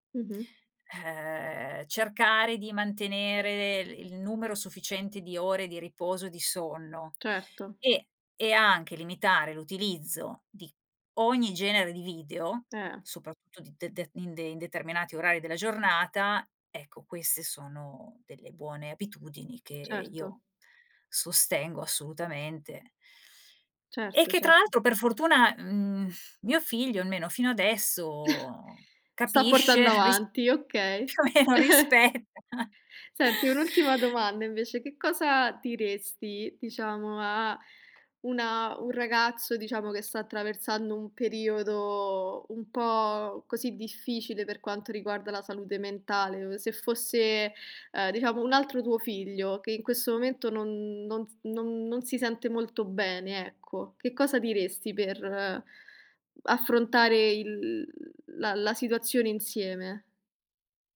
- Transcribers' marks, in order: tapping; other background noise; chuckle; chuckle; laughing while speaking: "più o meno rispetta"; giggle; drawn out: "il"
- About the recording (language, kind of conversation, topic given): Italian, podcast, Come sostenete la salute mentale dei ragazzi a casa?